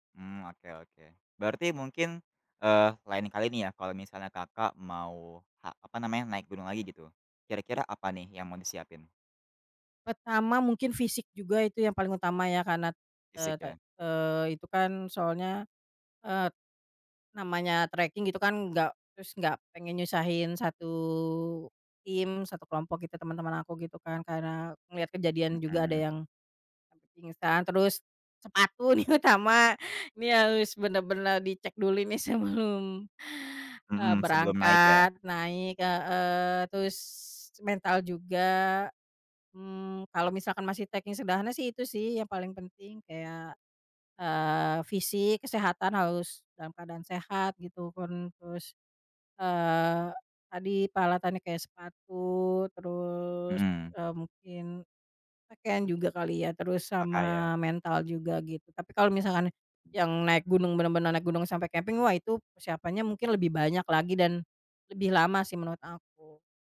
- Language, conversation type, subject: Indonesian, podcast, Bagaimana pengalaman pertama kamu saat mendaki gunung atau berjalan lintas alam?
- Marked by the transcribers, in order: other background noise; laughing while speaking: "nih"; laughing while speaking: "sebelum"